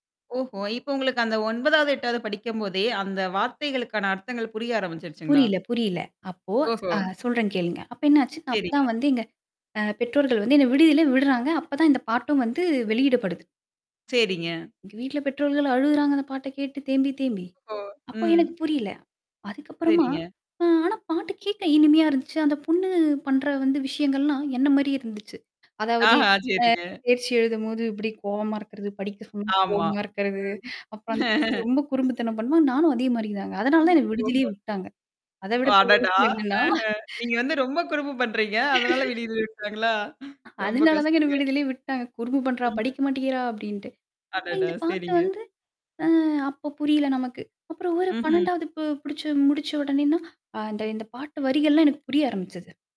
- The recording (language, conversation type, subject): Tamil, podcast, குழந்தைப் பருவத்தில் கேட்ட பாடல்கள் உங்கள் இசை ரசனையை எப்படிப் மாற்றின?
- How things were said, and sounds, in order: static; other background noise; "பெற்றோர்கள்" said as "பெற்றோள்கள்"; distorted speech; laughing while speaking: "ஆஹா சேரிங்க"; tapping; laugh; laugh; "படிச்சு" said as "புடுச்சு"